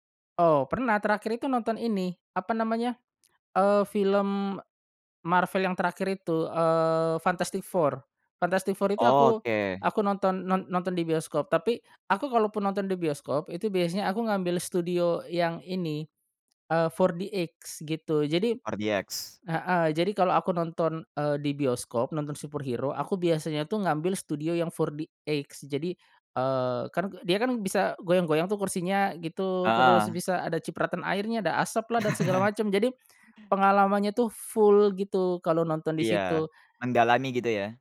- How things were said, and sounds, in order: in English: "4DX"; in English: "4DX"; in English: "superhero"; in English: "4DX"; chuckle
- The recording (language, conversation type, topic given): Indonesian, podcast, Bagaimana pengalamanmu menonton film di bioskop dibandingkan di rumah?